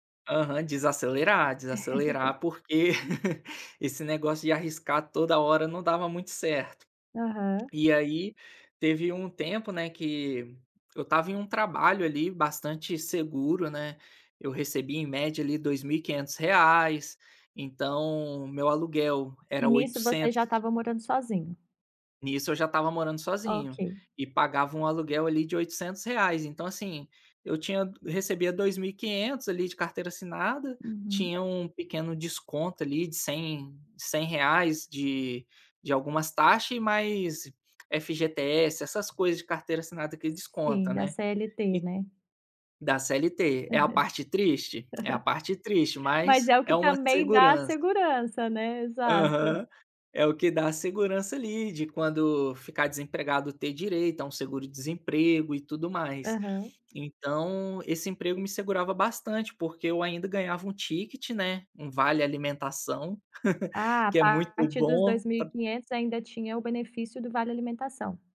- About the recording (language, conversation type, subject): Portuguese, podcast, Como você decide entre a segurança e o risco de tentar algo novo?
- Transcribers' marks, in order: laugh; chuckle; tapping; chuckle; in English: "ticket"; chuckle